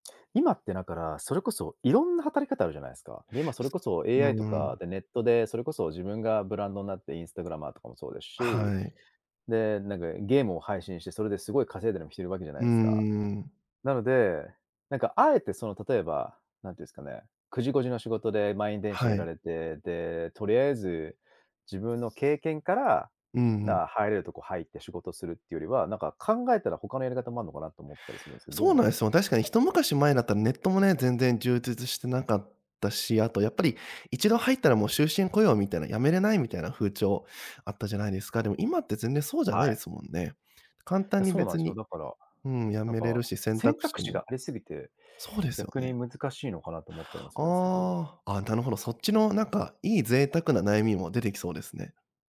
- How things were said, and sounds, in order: other background noise
- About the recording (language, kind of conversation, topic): Japanese, podcast, 働く目的は何だと思う？